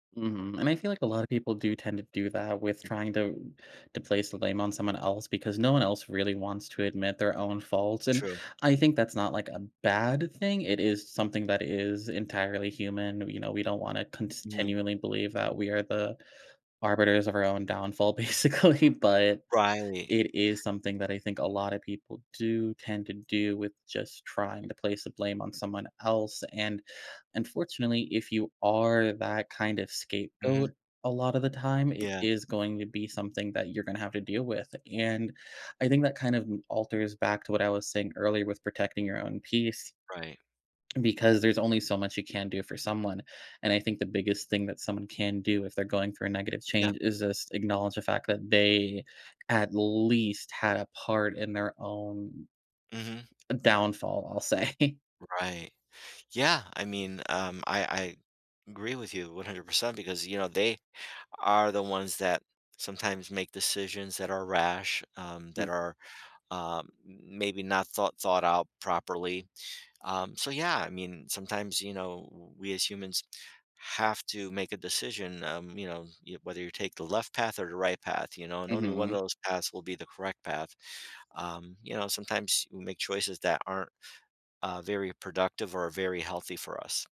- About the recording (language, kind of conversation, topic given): English, unstructured, How can I stay connected when someone I care about changes?
- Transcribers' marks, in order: stressed: "bad"; laughing while speaking: "basically"; stressed: "at least"; other background noise; laughing while speaking: "say"